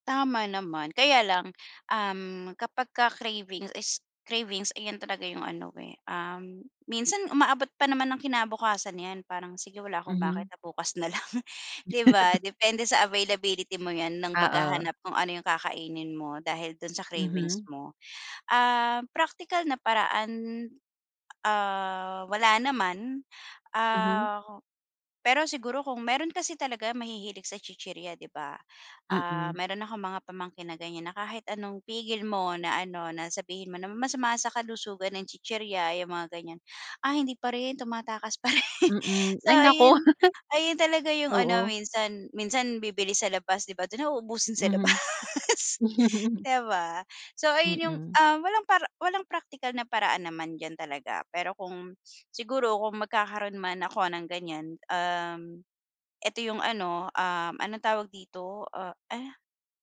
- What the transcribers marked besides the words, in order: tapping; laugh; laughing while speaking: "lang"; laughing while speaking: "rin"; laugh; laughing while speaking: "labas"; chuckle
- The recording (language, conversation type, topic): Filipino, podcast, Paano mo napag-iiba ang tunay na gutom at simpleng pagnanasa lang sa pagkain?